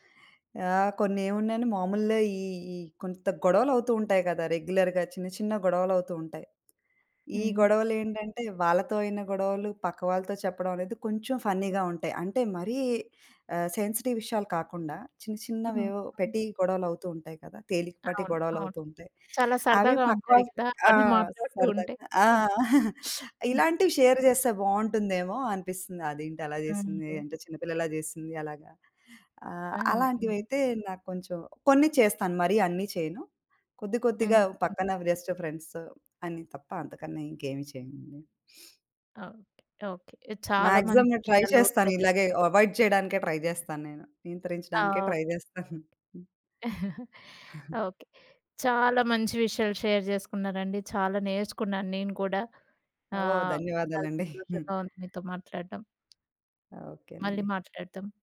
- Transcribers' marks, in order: in English: "రెగ్యులర్‌గా"; in English: "ఫన్నీ‌గా"; in English: "సెన్సిటివ్"; giggle; in English: "షేర్"; in English: "బెస్ట్ ఫ్రెండ్స్"; sniff; in English: "మాక్సిమం"; in English: "షేర్"; in English: "ట్రై"; in English: "అవాయిడ్"; in English: "ట్రై"; tapping; giggle; in English: "ట్రై"; giggle; in English: "షేర్"; giggle
- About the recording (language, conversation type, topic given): Telugu, podcast, ఆఫీసు సంభాషణల్లో గాసిప్‌ను నియంత్రించడానికి మీ సలహా ఏమిటి?
- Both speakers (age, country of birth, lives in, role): 30-34, India, United States, host; 35-39, India, India, guest